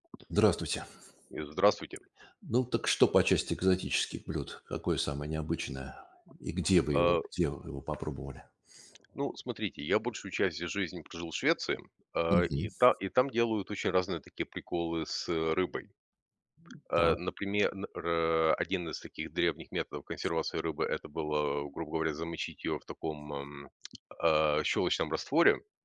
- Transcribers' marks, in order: tapping; other background noise
- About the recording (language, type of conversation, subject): Russian, unstructured, Какой самый необычный вкус еды вы когда-либо пробовали?